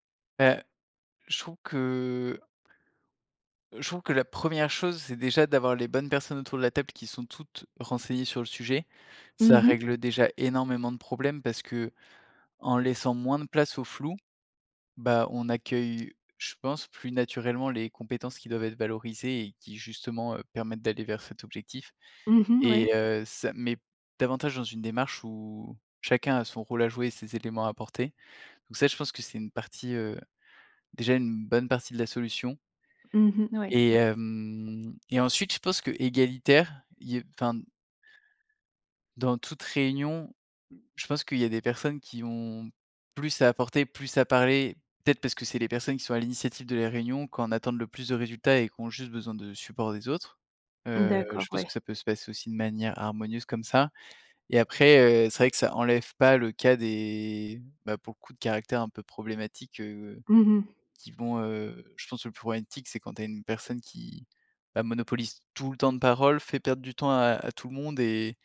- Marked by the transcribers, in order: drawn out: "que"; tapping
- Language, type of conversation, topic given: French, podcast, Quelle est, selon toi, la clé d’une réunion productive ?